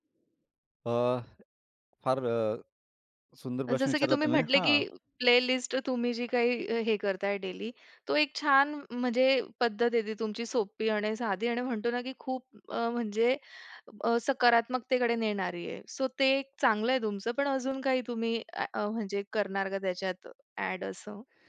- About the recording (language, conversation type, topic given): Marathi, podcast, तुम्हाला प्रेरणा मिळवण्याचे मार्ग कोणते आहेत?
- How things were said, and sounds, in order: other background noise; in English: "प्लेलिस्ट"